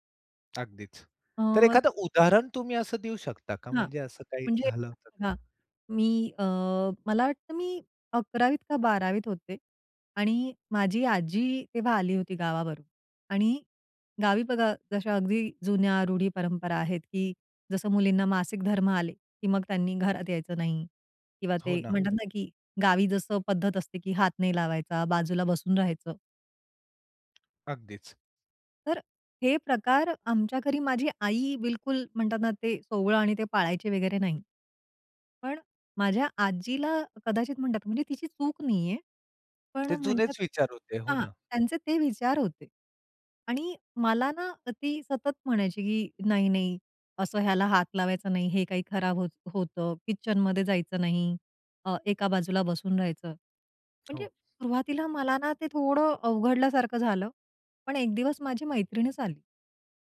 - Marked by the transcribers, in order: tapping; unintelligible speech; other background noise; other noise
- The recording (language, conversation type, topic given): Marathi, podcast, नकार म्हणताना तुम्हाला कसं वाटतं आणि तुम्ही तो कसा देता?